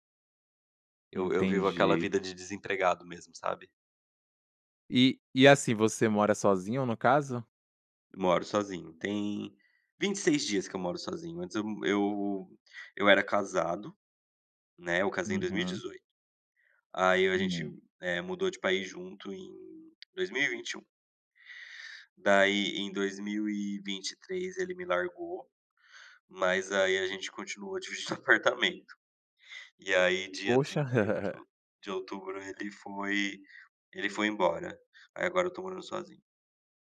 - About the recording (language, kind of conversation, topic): Portuguese, podcast, Como você estabelece limites entre trabalho e vida pessoal em casa?
- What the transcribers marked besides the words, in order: tapping; laughing while speaking: "dividindo"; laugh